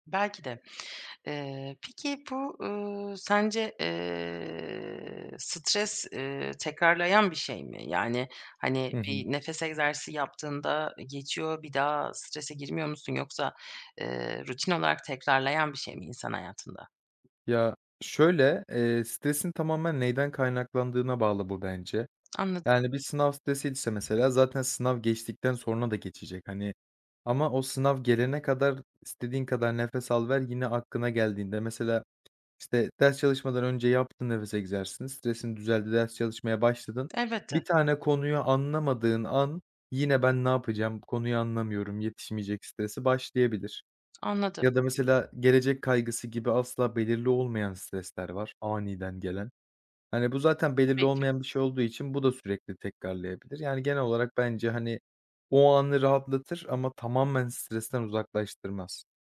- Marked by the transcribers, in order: other background noise; drawn out: "eee"; tapping
- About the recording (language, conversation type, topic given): Turkish, podcast, Stres sonrası toparlanmak için hangi yöntemleri kullanırsın?